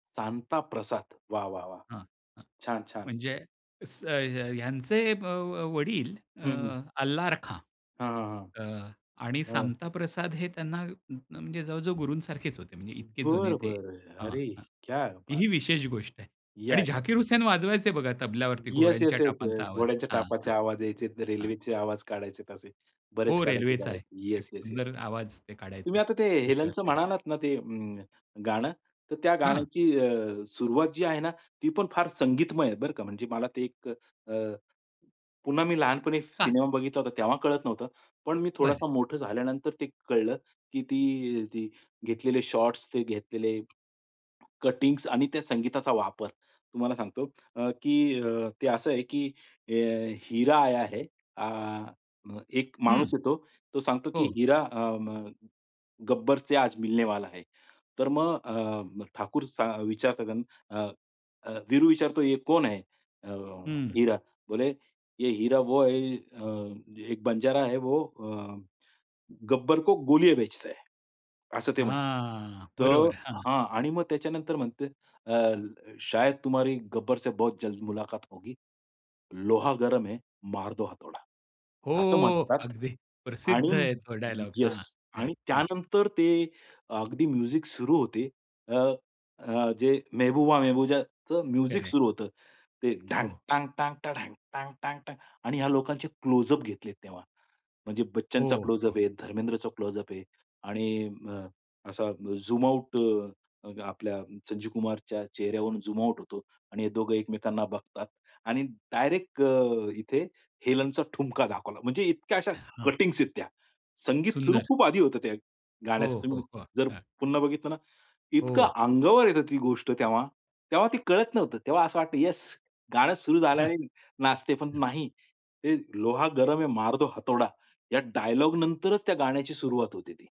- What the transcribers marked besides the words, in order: unintelligible speech; other noise; tapping; in English: "कटिंग्स"; in Hindi: "हरा आया है"; in Hindi: "ये कोण है? अ, हिरा"; in Hindi: "ये हिरा वो है, अ … गोलिया बेचता है"; in Hindi: "शायद तुम्हारी गब्बर से बहुत … मार दो हथोडा"; in English: "म्युझिक"; "मेहबूबा-मेहबूबाच" said as "मेहबूजाच"; in English: "म्युझिक"; in English: "क्लोजअप"; in English: "क्लोजअप"; in English: "क्लोजअप"; in English: "झूम आउट"; in English: "झूम आउट"; in English: "कटिंग्स"; in Hindi: "लोहा गरम है मार दो हथोडा"
- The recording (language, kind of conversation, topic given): Marathi, podcast, वय वाढल्यानंतर तुला आवडणारं संगीत कसं बदललं आहे?